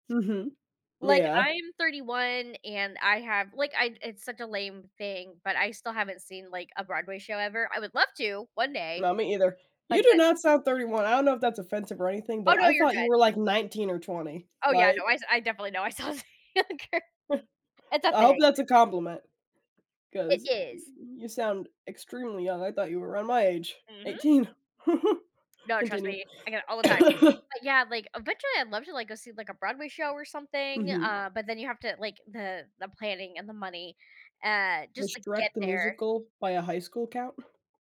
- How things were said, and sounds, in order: other background noise; chuckle; unintelligible speech; laugh; cough
- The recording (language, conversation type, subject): English, unstructured, How does art shape the way we experience the world around us?